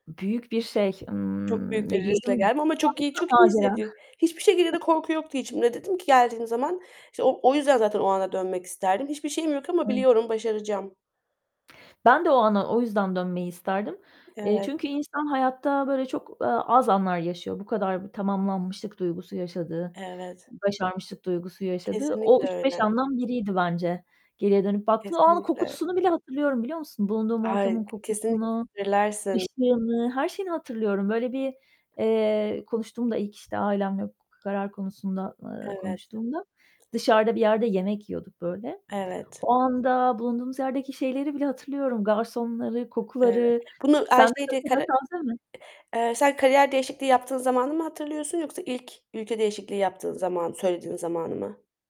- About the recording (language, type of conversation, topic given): Turkish, unstructured, Geçmişe dönüp bir anınızı yeniden yaşamak isteseydiniz, hangisi olurdu?
- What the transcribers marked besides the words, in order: tapping; distorted speech; unintelligible speech; chuckle; static; other background noise; unintelligible speech; unintelligible speech; unintelligible speech